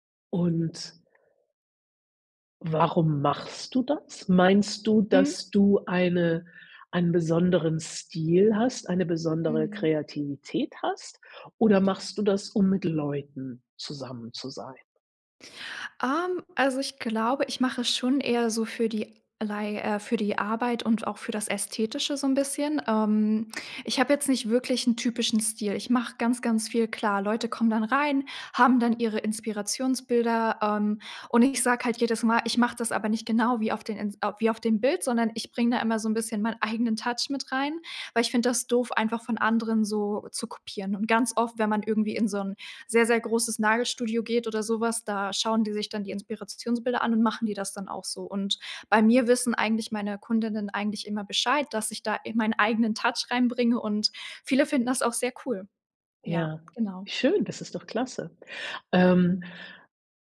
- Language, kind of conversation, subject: German, advice, Wie blockiert der Vergleich mit anderen deine kreative Arbeit?
- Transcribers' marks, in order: none